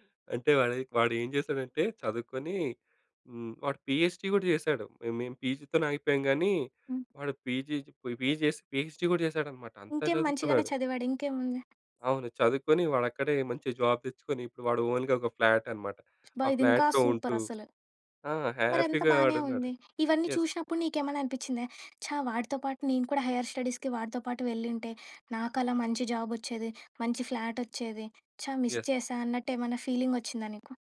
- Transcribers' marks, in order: in English: "పీహెచ్‌డీ"; in English: "పీజీతోనే"; in English: "పీజీ"; in English: "పీజీ"; tapping; in English: "జాబ్"; in English: "ఓన్‌గా"; in English: "ఫ్లాట్"; in English: "సూపర్"; in English: "ఫ్లాట్‌లో"; in English: "హ్యాపీగా"; in English: "యెస్"; in English: "హైయర్ స్టడీస్‌కి"; in English: "జాబ్"; in English: "ఫ్లాట్"; in English: "మిస్"; in English: "యెస్"
- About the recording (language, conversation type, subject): Telugu, podcast, విదేశం వెళ్లి జీవించాలా లేక ఇక్కడే ఉండాలా అనే నిర్ణయం ఎలా తీసుకుంటారు?